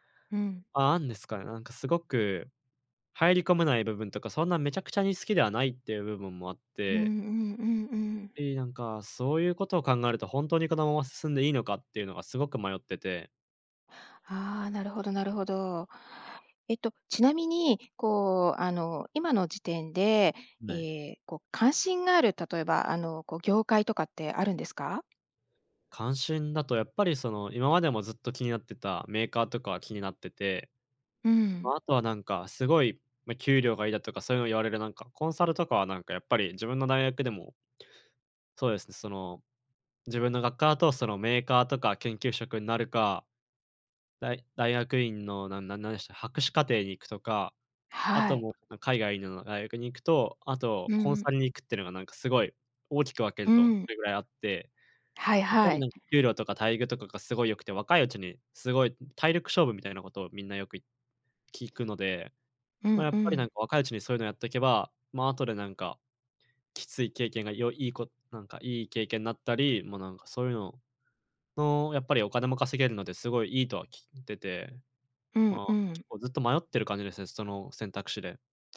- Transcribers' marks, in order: tapping; other background noise
- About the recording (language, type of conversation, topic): Japanese, advice, キャリアの方向性に迷っていますが、次に何をすればよいですか？